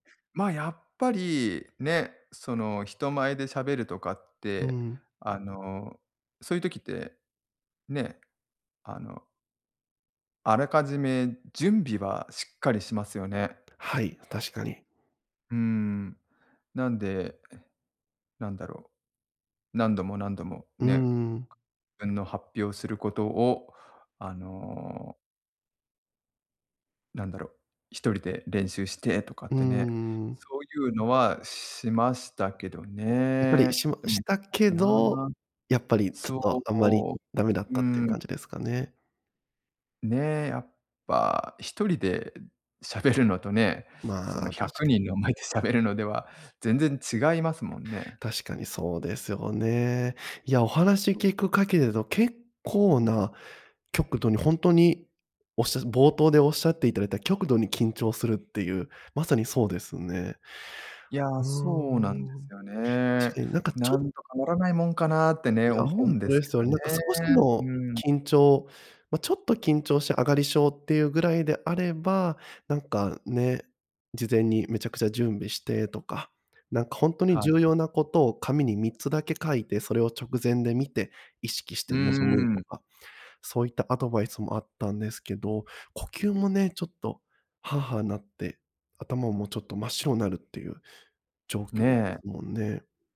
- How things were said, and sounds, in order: other noise
- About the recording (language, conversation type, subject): Japanese, advice, プレゼンや面接など人前で極度に緊張してしまうのはどうすれば改善できますか？